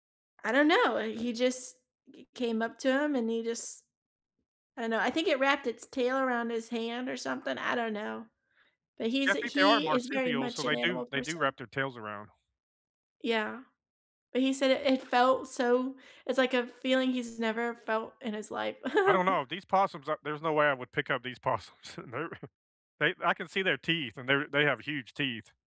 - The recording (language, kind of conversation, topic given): English, unstructured, What are some fun activities to do with pets?
- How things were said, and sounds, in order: tapping; giggle; laughing while speaking: "possums"; chuckle